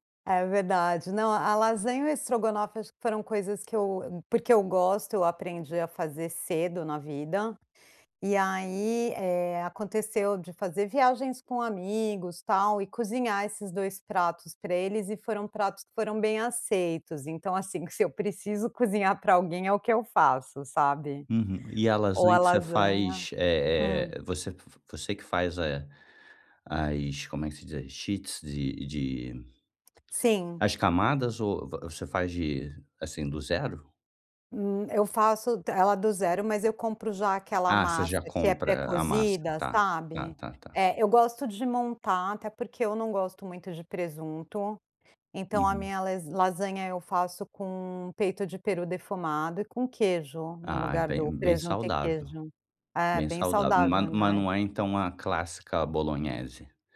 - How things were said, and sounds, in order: in English: "sheets"; tapping
- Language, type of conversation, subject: Portuguese, advice, Como posso me sentir mais seguro ao cozinhar pratos novos?
- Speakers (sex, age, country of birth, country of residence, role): female, 45-49, Brazil, United States, user; male, 35-39, Brazil, Germany, advisor